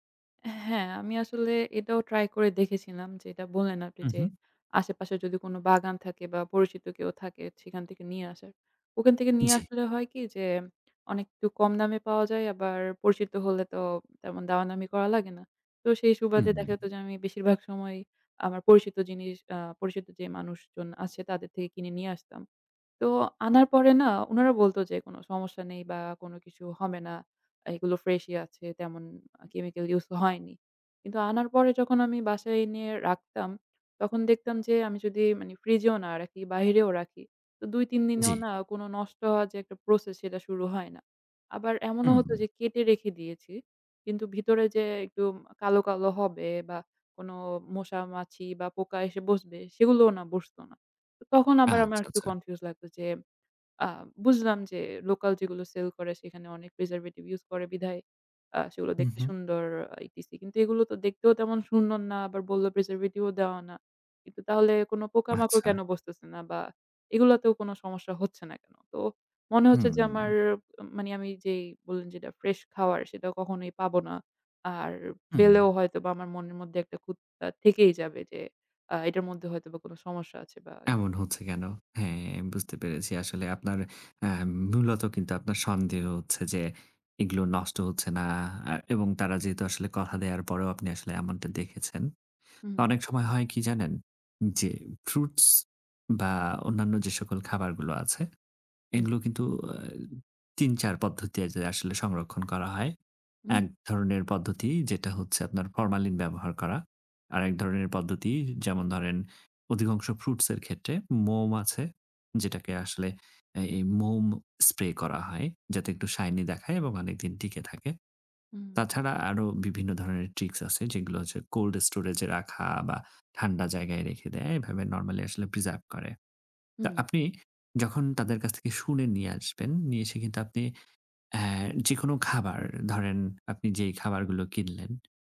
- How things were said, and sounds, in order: tapping; "যে" said as "যেম"; "অনেকটুকু" said as "অনেকটু"; "হবে" said as "হমে"; in English: "chemical use"; "একটু" said as "একটুম"; "যে" said as "যেম"; in English: "preservative use"; in English: "preservative"; "পদ্ধতিতে" said as "পদ্ধতিয়াযে"; in English: "শাইনি"; in English: "cold storage"; in English: "preserve"
- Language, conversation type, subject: Bengali, advice, বাজেটের মধ্যে স্বাস্থ্যকর খাবার কেনা কেন কঠিন লাগে?